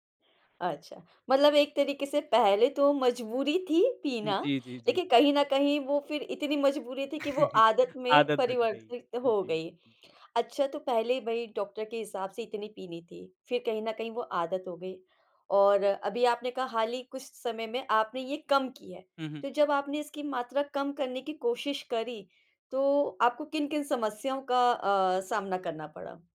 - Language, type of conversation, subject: Hindi, podcast, कैफ़ीन का सेवन आप किस तरह नियंत्रित करते हैं?
- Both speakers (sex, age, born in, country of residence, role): female, 35-39, India, India, host; male, 25-29, India, India, guest
- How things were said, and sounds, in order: chuckle